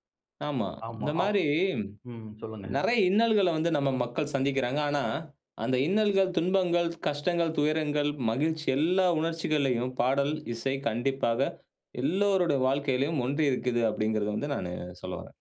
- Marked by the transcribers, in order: tapping
- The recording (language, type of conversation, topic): Tamil, podcast, இசையில் உங்களுக்கு மிகவும் பிடித்த பாடல் எது?